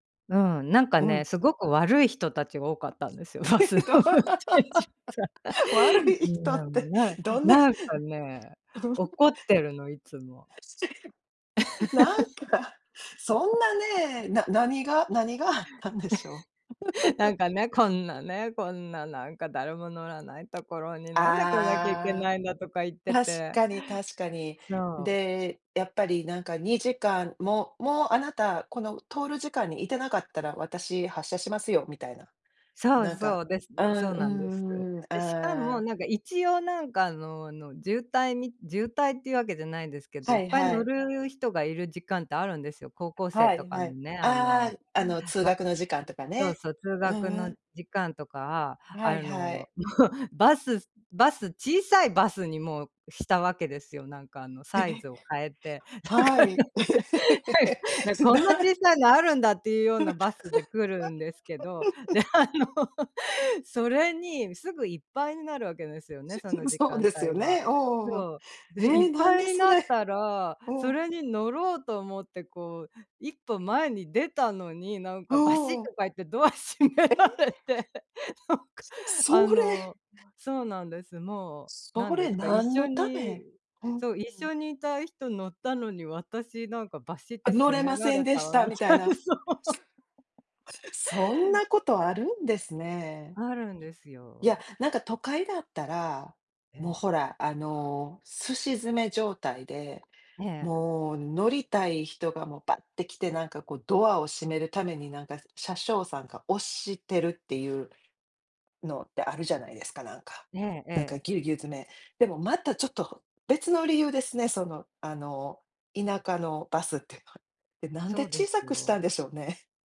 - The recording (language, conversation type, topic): Japanese, unstructured, 電車とバスでは、どちらの移動手段がより便利ですか？
- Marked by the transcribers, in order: tapping; chuckle; laughing while speaking: "ど"; laughing while speaking: "バスの運転手さん"; other background noise; chuckle; chuckle; unintelligible speech; unintelligible speech; chuckle; laughing while speaking: "だから"; giggle; laughing while speaking: "あの"; laughing while speaking: "し す そうです"; laughing while speaking: "閉められて、なんか"; laughing while speaking: "みたいな、そう"; chuckle